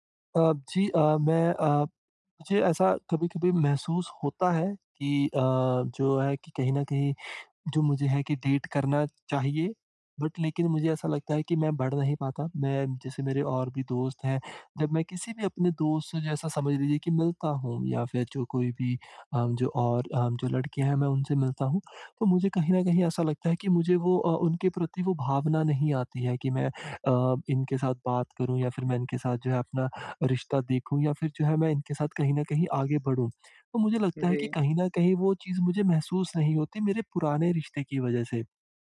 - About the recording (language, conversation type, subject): Hindi, advice, मैं भावनात्मक बोझ को संभालकर फिर से प्यार कैसे करूँ?
- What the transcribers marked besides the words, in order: in English: "डेट"; in English: "बट"